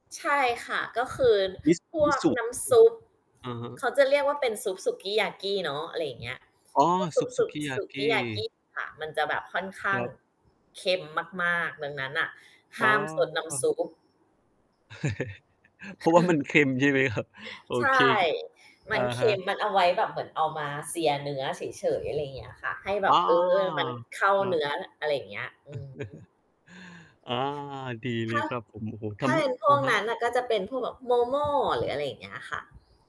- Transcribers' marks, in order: static; other background noise; distorted speech; laugh; laughing while speaking: "เพราะว่ามันเค็มใช่ไหมครับ ?"; chuckle; in English: "sear"; drawn out: "อ้อ"; chuckle; tapping
- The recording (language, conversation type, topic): Thai, unstructured, อาหารชนิดไหนที่ทำให้คุณรู้สึกมีความสุขที่สุด?